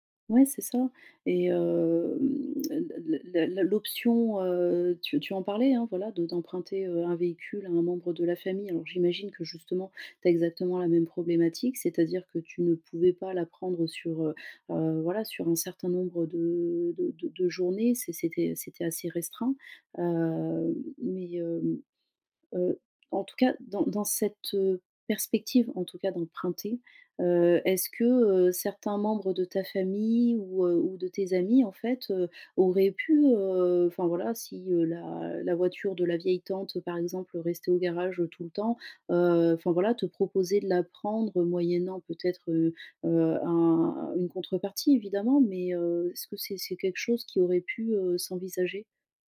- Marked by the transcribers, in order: none
- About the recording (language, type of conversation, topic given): French, advice, Comment gérer les difficultés logistiques lors de mes voyages ?